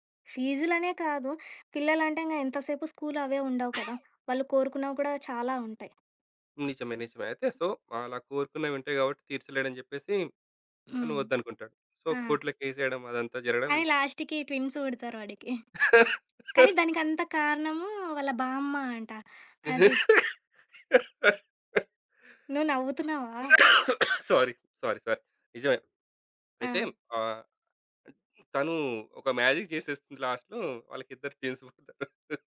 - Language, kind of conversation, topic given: Telugu, podcast, ఏ పాటలు మీ మనస్థితిని వెంటనే మార్చేస్తాయి?
- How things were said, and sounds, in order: other background noise; cough; in English: "సో"; in English: "సో కోర్ట్‌లో"; in English: "లాస్ట్‌కి ట్విన్స్"; laugh; giggle; laugh; tapping; cough; in English: "సారీ, సారీ, సారీ"; in English: "మ్యాజిక్"; in English: "లాస్ట్‌లో"; in English: "ట్విన్స్"; laugh